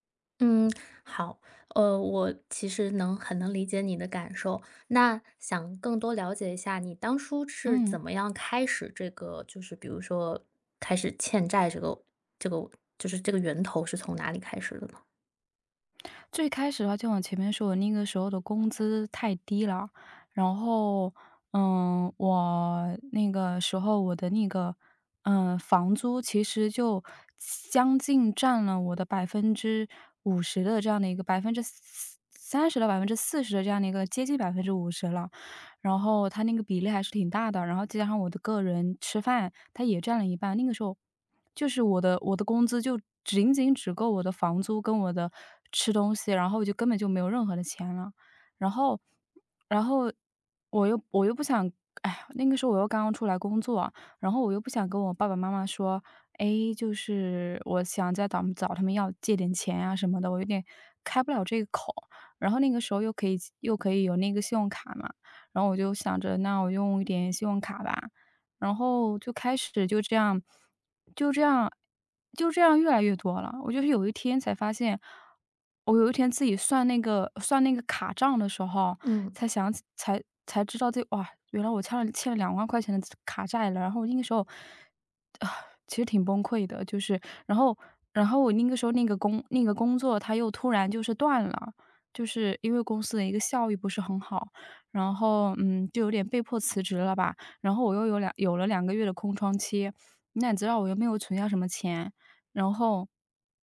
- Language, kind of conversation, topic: Chinese, advice, 债务还款压力大
- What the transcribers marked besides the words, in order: sigh